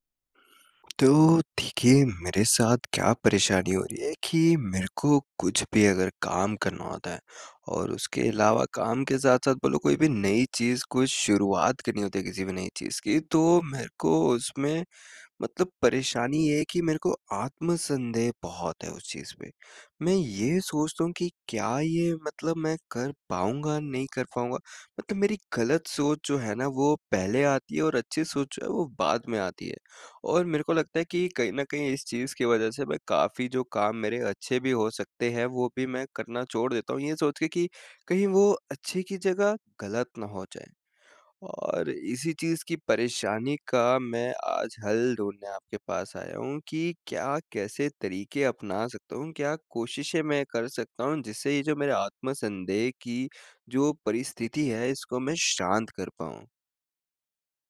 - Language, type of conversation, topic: Hindi, advice, आत्म-संदेह को कैसे शांत करूँ?
- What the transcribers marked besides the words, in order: none